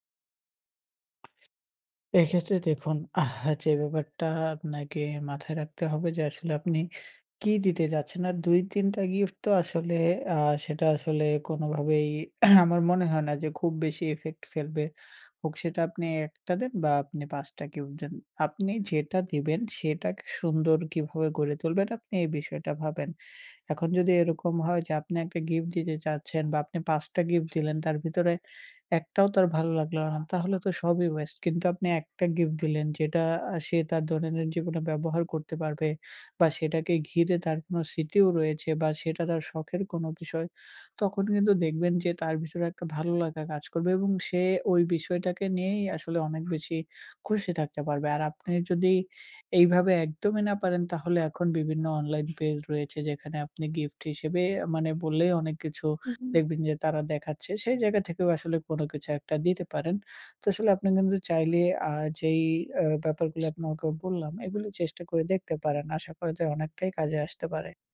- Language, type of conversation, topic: Bengali, advice, আমি কীভাবে সঠিক উপহার বেছে কাউকে খুশি করতে পারি?
- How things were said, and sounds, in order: tapping; throat clearing; other background noise